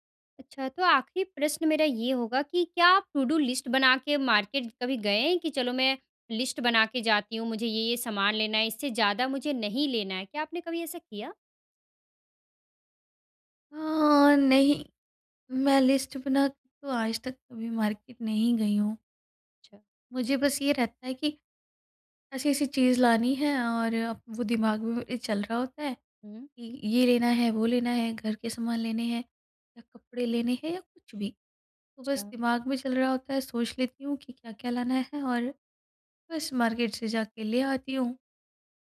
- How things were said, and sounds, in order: in English: "टू डू लिस्ट"; in English: "मार्केट"; in English: "मार्केट"; in English: "मार्केट"
- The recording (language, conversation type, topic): Hindi, advice, खरीदारी के बाद पछतावे से बचने और सही फैशन विकल्प चुनने की रणनीति